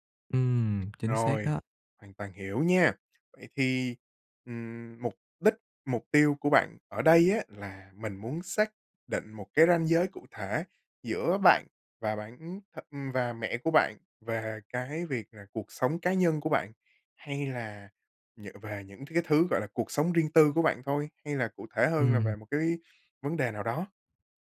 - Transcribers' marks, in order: tapping
- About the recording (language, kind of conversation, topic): Vietnamese, advice, Làm sao tôi có thể đặt ranh giới với người thân mà không gây xung đột?